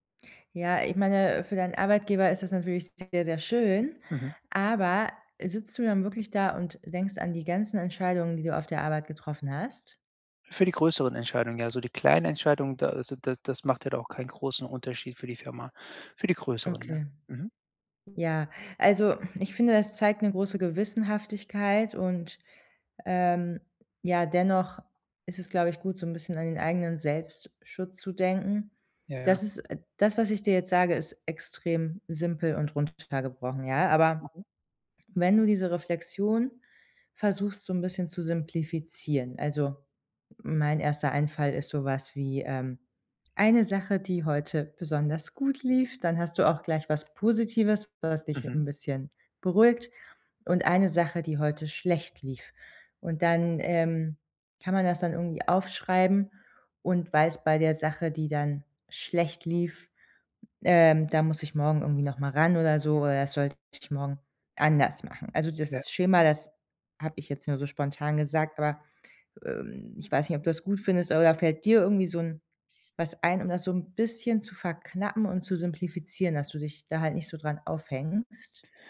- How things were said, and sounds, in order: other noise
- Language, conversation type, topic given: German, advice, Wie kann ich abends besser zur Ruhe kommen?